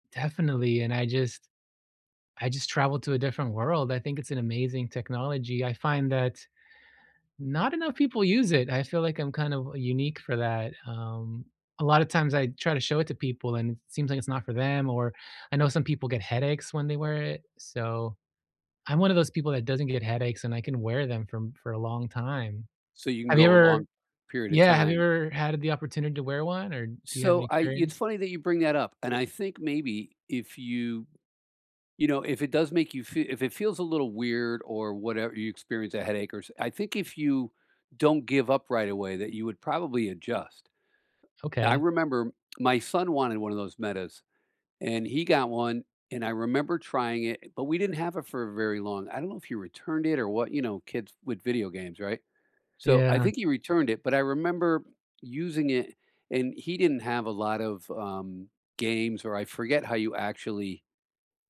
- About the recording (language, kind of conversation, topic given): English, unstructured, What is your favorite way to use technology for fun?
- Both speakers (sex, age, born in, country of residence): male, 40-44, United States, United States; male, 65-69, United States, United States
- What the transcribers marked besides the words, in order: tapping